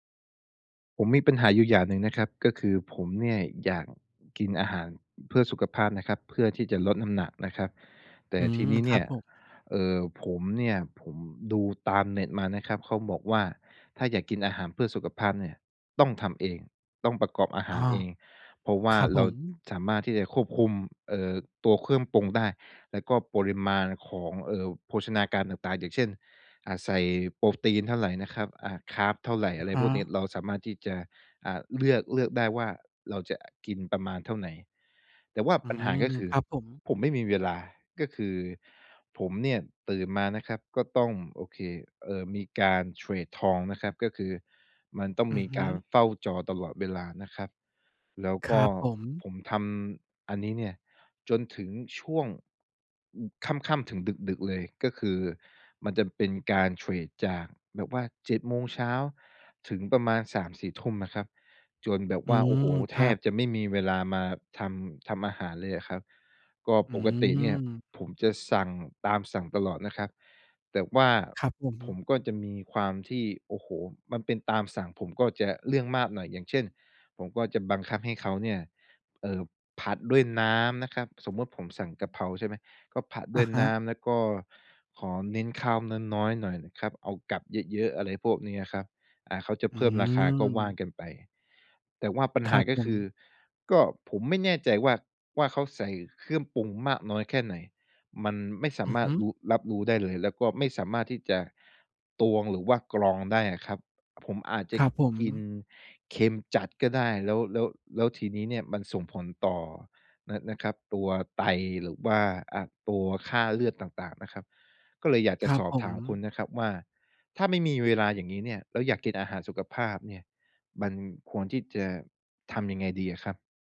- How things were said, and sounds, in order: tapping; other background noise
- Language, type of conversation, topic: Thai, advice, อยากกินอาหารเพื่อสุขภาพแต่มีเวลาจำกัด ควรเตรียมเมนูอะไรและเตรียมอย่างไรดี?